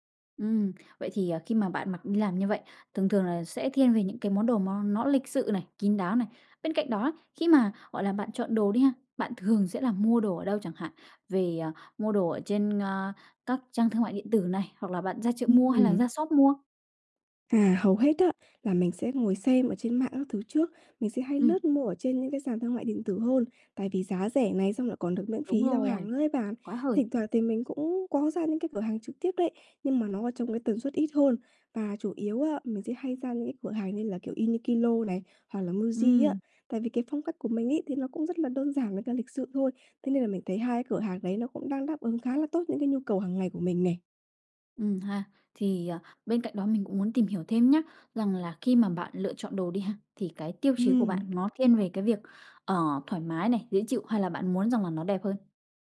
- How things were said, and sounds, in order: "Uniqlo" said as "i ni ki lô"
- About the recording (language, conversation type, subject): Vietnamese, advice, Làm sao để có thêm ý tưởng phối đồ hằng ngày và mặc đẹp hơn?